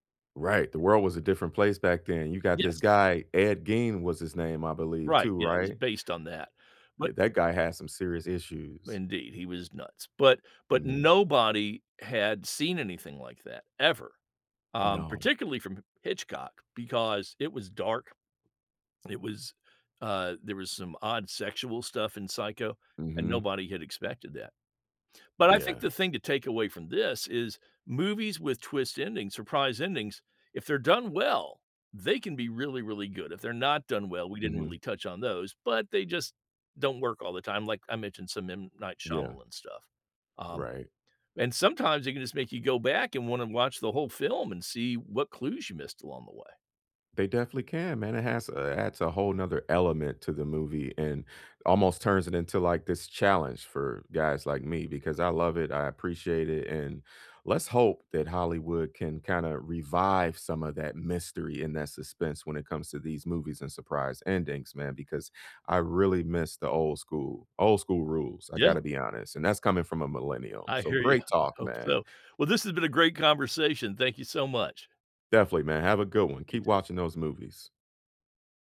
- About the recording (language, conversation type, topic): English, unstructured, Which movie should I watch for the most surprising ending?
- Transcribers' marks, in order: other background noise; laughing while speaking: "ya"